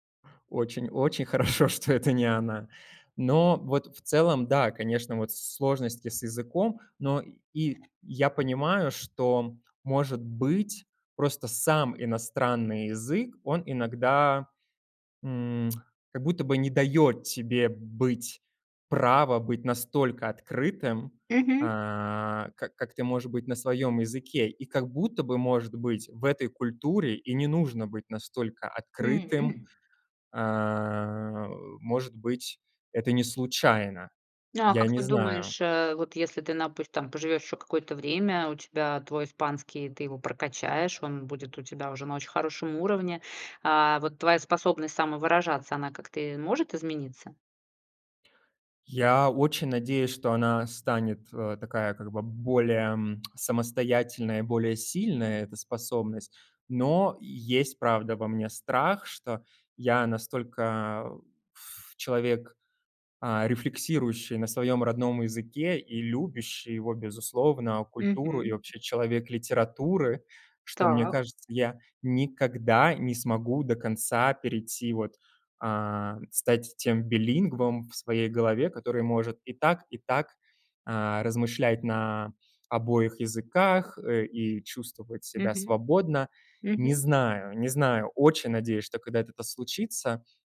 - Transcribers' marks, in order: laughing while speaking: "хорошо, что это"; other background noise; lip smack; tapping; tsk
- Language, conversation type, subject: Russian, podcast, Как миграция или переезд повлияли на ваше чувство идентичности?